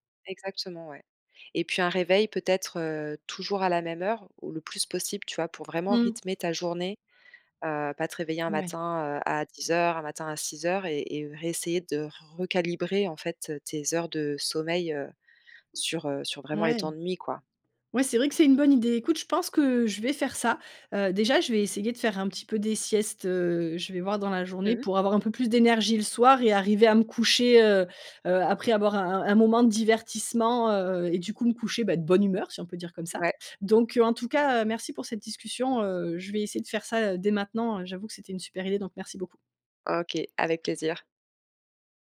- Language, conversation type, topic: French, advice, Pourquoi ai-je du mal à instaurer une routine de sommeil régulière ?
- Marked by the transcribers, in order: none